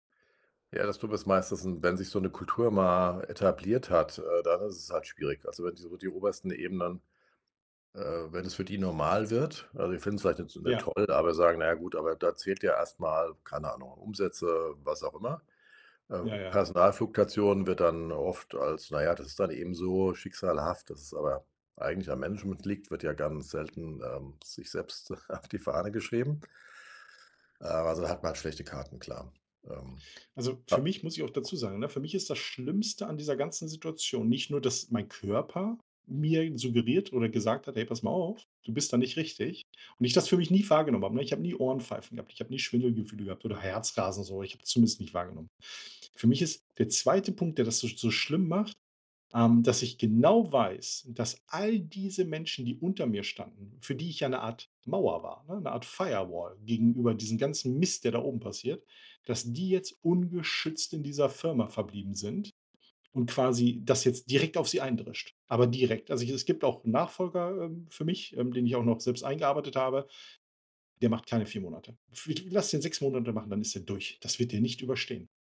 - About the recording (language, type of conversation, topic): German, advice, Wie äußern sich bei dir Burnout-Symptome durch lange Arbeitszeiten und Gründerstress?
- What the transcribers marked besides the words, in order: chuckle; swallow